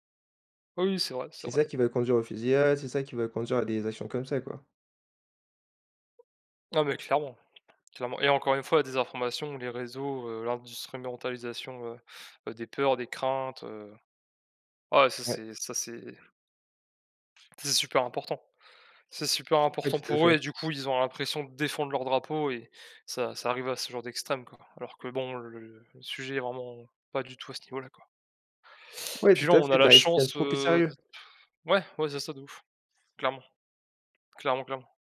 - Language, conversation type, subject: French, unstructured, Quelles valeurs souhaitez-vous transmettre aux générations futures ?
- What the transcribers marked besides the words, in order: other background noise; "l'instrumentalisation" said as "industrimentalisation"; stressed: "défendre"